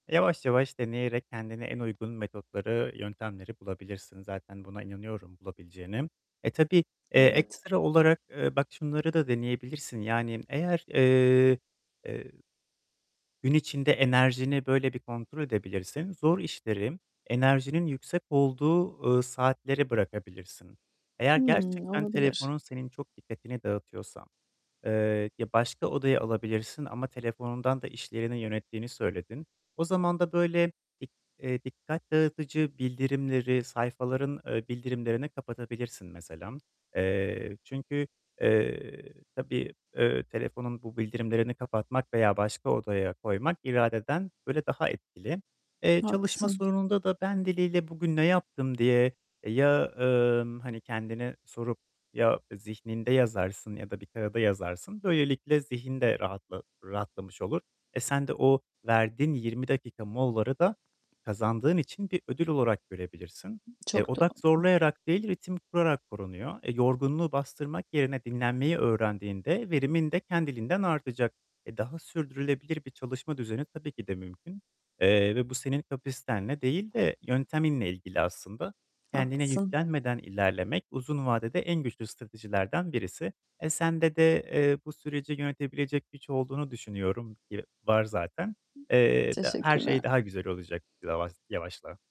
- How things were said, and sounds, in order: other background noise; distorted speech; static; tapping
- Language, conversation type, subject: Turkish, advice, Uzun çalışma seanslarında odaklanmayı nasıl koruyabilir ve yorgunluğu nasıl azaltabilirim?